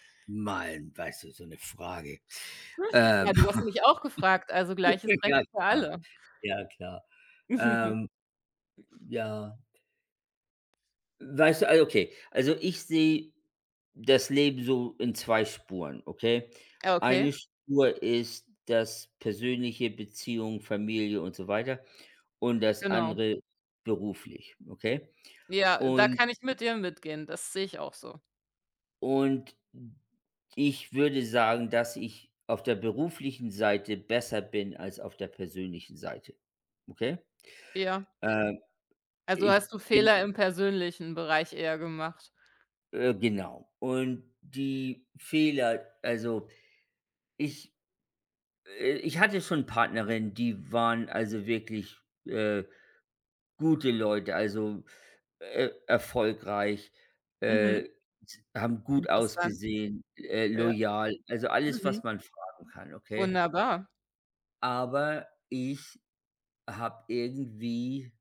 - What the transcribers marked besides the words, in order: chuckle; chuckle; laughing while speaking: "Ja, klar"; chuckle; other background noise
- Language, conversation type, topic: German, unstructured, Was hast du aus deinen größten Fehlern gelernt?